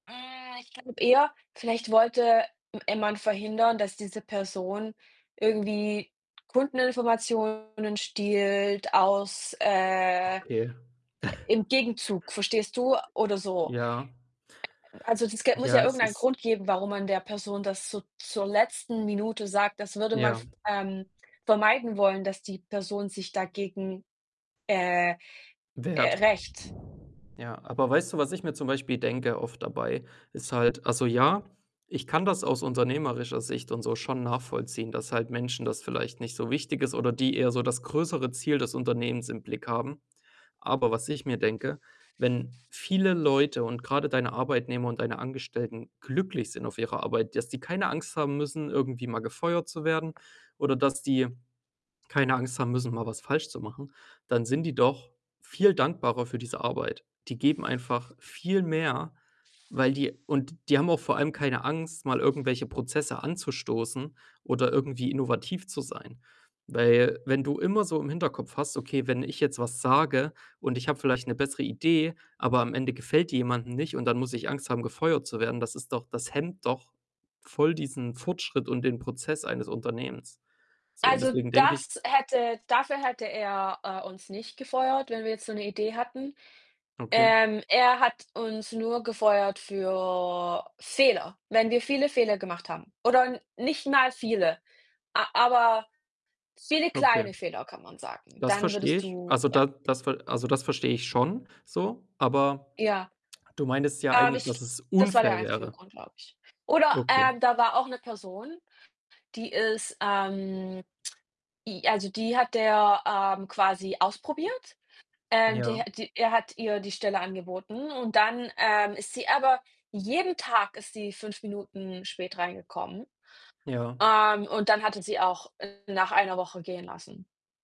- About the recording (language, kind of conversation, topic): German, unstructured, Wie gehst du mit unfairer Behandlung am Arbeitsplatz um?
- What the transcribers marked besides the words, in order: distorted speech; unintelligible speech; other background noise; drawn out: "äh"; chuckle; unintelligible speech; drawn out: "für"; stressed: "unfair"